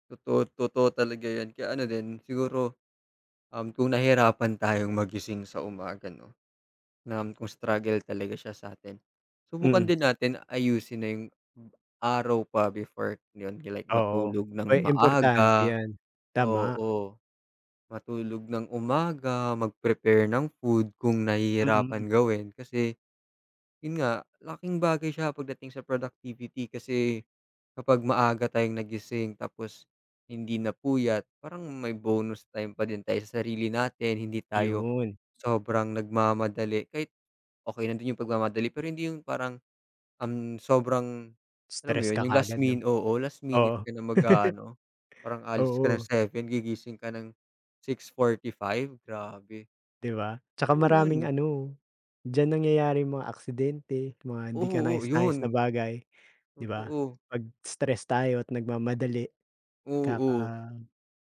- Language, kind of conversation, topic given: Filipino, unstructured, Ano ang madalas mong gawin tuwing umaga para maging mas produktibo?
- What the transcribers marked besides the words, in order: tapping; laugh; unintelligible speech